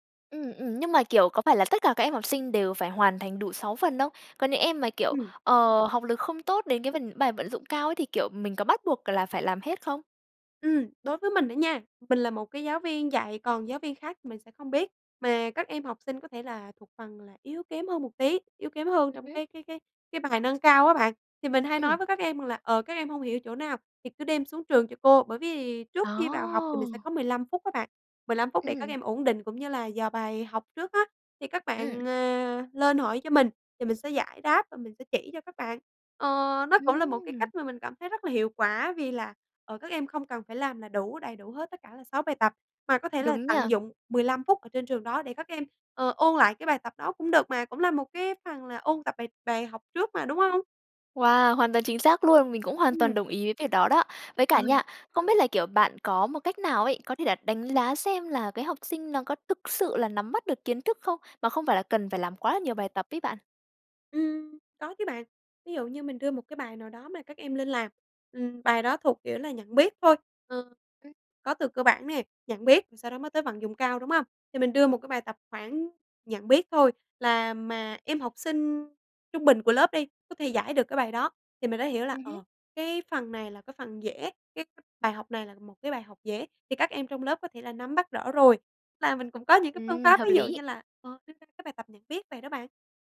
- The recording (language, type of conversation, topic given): Vietnamese, podcast, Làm sao giảm bài tập về nhà mà vẫn đảm bảo tiến bộ?
- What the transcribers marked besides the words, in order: tapping; laughing while speaking: "Ờ"